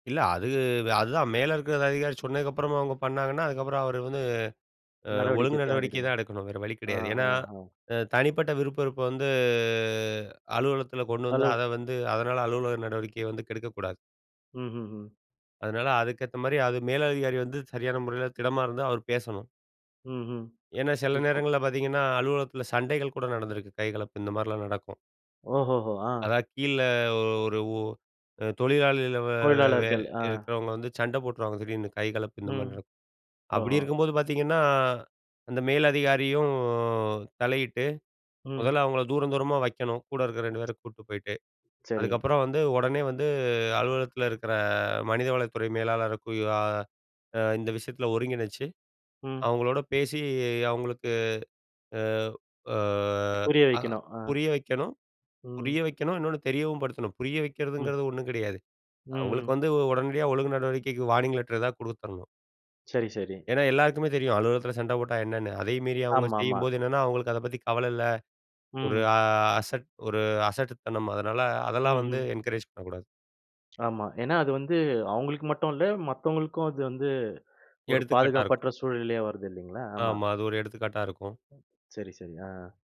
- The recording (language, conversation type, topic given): Tamil, podcast, ஒருவர் கோபமாக இருக்கும்போது அவரிடம் எப்படிப் பேசுவீர்கள்?
- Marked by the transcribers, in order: drawn out: "வந்து"; unintelligible speech; tapping; unintelligible speech; drawn out: "மேலதிகாரியும்"; unintelligible speech; drawn out: "அ"; in English: "வார்னிங் லெட்ரு"; drawn out: "அ"; in English: "என்கரேஜ்"